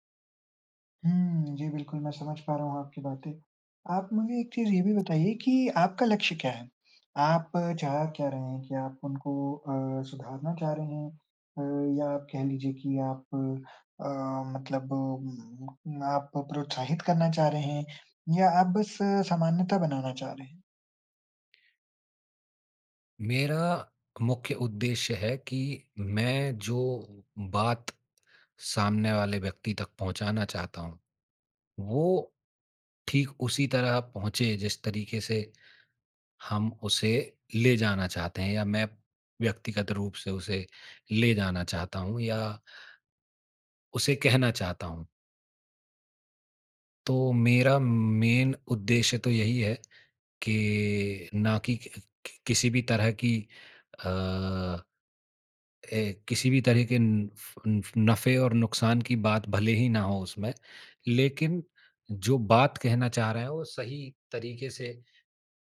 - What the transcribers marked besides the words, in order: in English: "मेन"
- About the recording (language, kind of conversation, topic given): Hindi, advice, मैं अपने साथी को रचनात्मक प्रतिक्रिया सहज और मददगार तरीके से कैसे दे सकता/सकती हूँ?